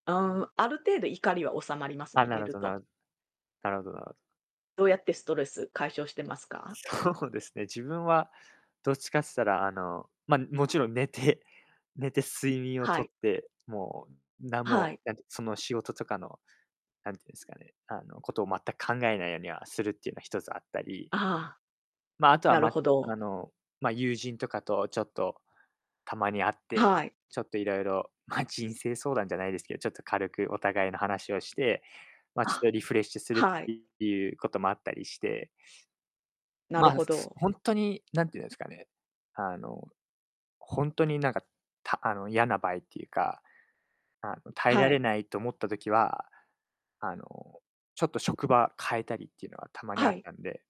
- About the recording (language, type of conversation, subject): Japanese, unstructured, 仕事でいちばんストレスを感じるのはどんなときですか？
- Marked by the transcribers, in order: distorted speech